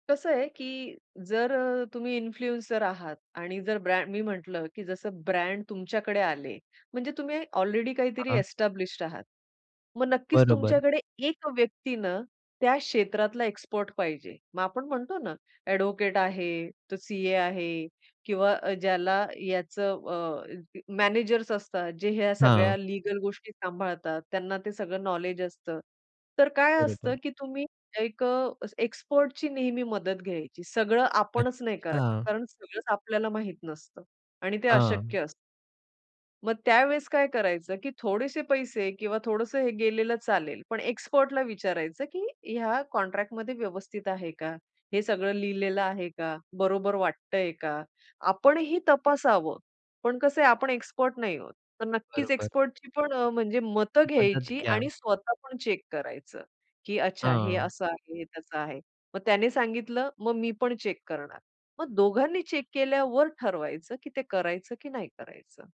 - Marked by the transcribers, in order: in English: "इन्फ्लुएन्सर"; in English: "एस्टॅब्लिश्ड"; tapping; other background noise; other noise; in English: "चेक"; in English: "चेक"; in English: "चेक"
- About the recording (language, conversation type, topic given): Marathi, podcast, स्पॉन्सरशिप स्वीकारायची की नाही याचा निर्णय कसा घ्यावा?